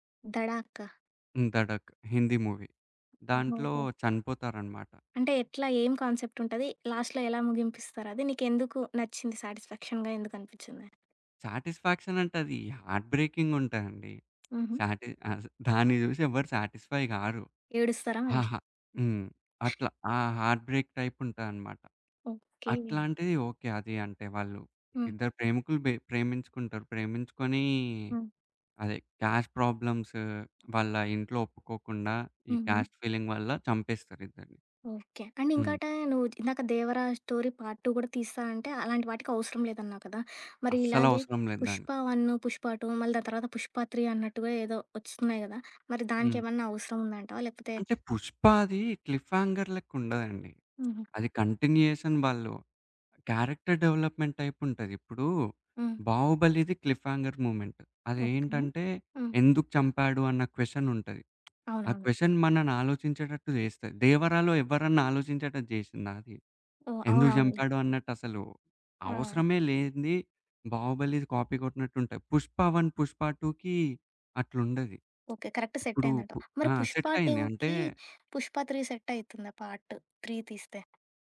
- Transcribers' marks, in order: in English: "మూవీ"; other background noise; in English: "కాన్సెప్ట్"; in English: "లాస్ట్‌లో"; in English: "సాటిస్ఫాక్షన్‌గా"; in English: "సాటిస్ఫాక్షన్"; in English: "హార్ట్ బ్రేకింగ్"; in English: "సాటిస్‌ఫై"; in English: "హార్ట్ బ్రేక్ టైప్"; in English: "క్యాస్ట్ ప్రాబ్లమ్స్"; in English: "క్యాస్ట్ ఫీలింగ్"; in English: "అండ్"; in English: "స్టోరీ పార్ట్ టూ"; in English: "టూ"; in English: "త్రీ"; in English: "క్లిఫ్ హాంగర్"; tapping; in English: "కంటిన్యూయేషన్"; in English: "క్యారెక్టర్ డెవలప్‌మెంట్ టైప్"; in English: "క్లిఫ్ హంగర్ మూవ్‌మెంట్"; in English: "క్వెషన్"; in English: "క్వెషన్"; in English: "కాపీ"; in English: "కరెక్ట్"; in English: "టూ‌కి"; in English: "త్రీ సెట్"; in English: "పార్ట్ త్రీ"
- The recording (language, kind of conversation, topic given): Telugu, podcast, సినిమా ముగింపు ప్రేక్షకుడికి సంతృప్తిగా అనిపించాలంటే ఏమేం విషయాలు దృష్టిలో పెట్టుకోవాలి?